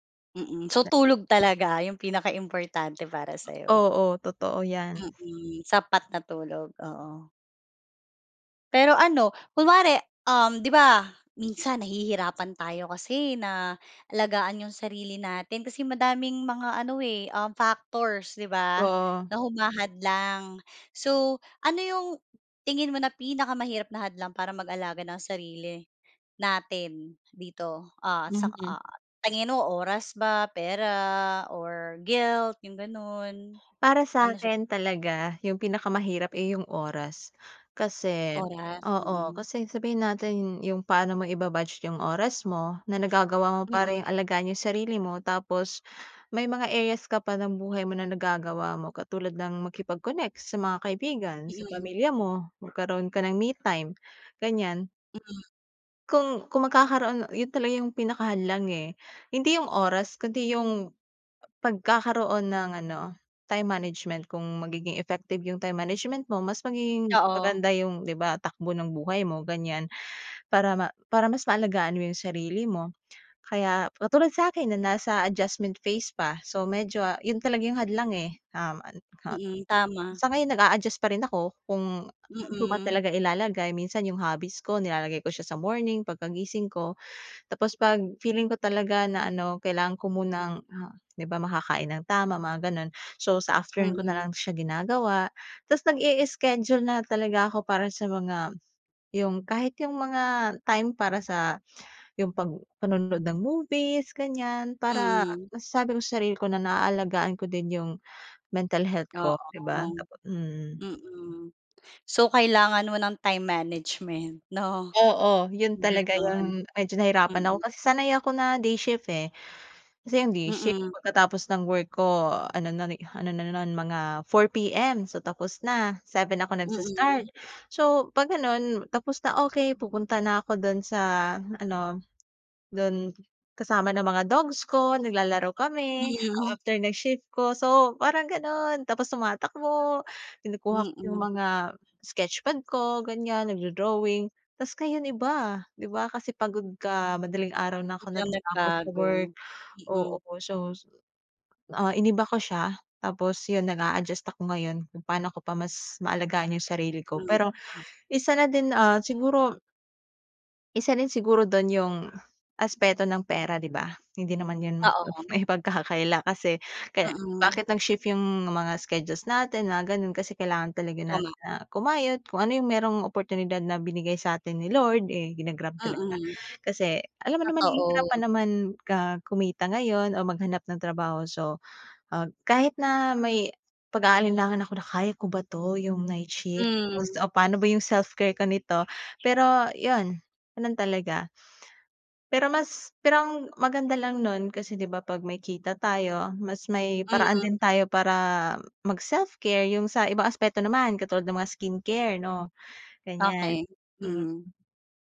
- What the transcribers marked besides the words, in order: laughing while speaking: "'no?"; other background noise; tapping; laughing while speaking: "maipagkakakila"
- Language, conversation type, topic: Filipino, podcast, May ginagawa ka ba para alagaan ang sarili mo?